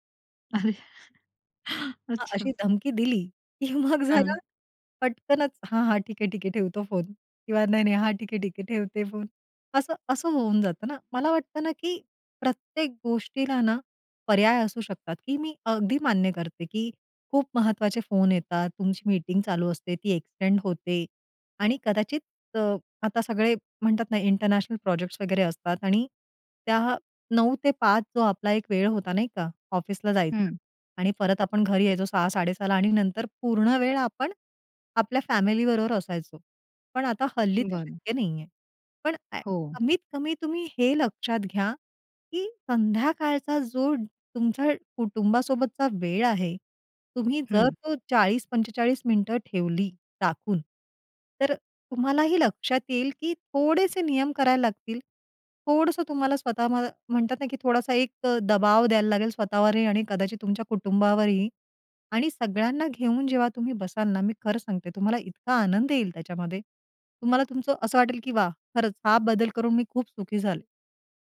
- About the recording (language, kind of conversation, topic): Marathi, podcast, कुटुंबीय जेवणात मोबाईल न वापरण्याचे नियम तुम्ही कसे ठरवता?
- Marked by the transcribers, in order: laughing while speaking: "अरे अच्छा"; laughing while speaking: "की मग जरा"; in English: "एक्सटेंड"; in English: "इंटरनॅशनल"